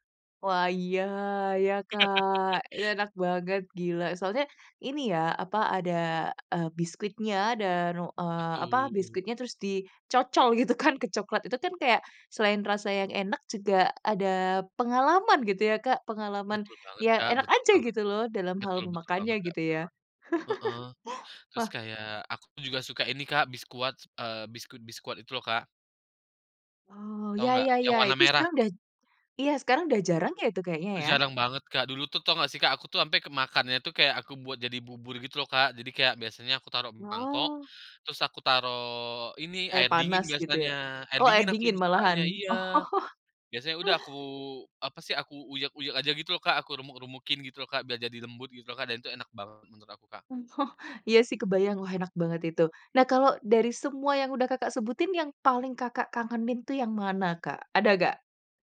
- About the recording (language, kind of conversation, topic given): Indonesian, podcast, Jajanan sekolah apa yang paling kamu rindukan sekarang?
- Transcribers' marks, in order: laugh; drawn out: "Betul"; laughing while speaking: "gitu kan"; chuckle; chuckle; chuckle; tapping; other background noise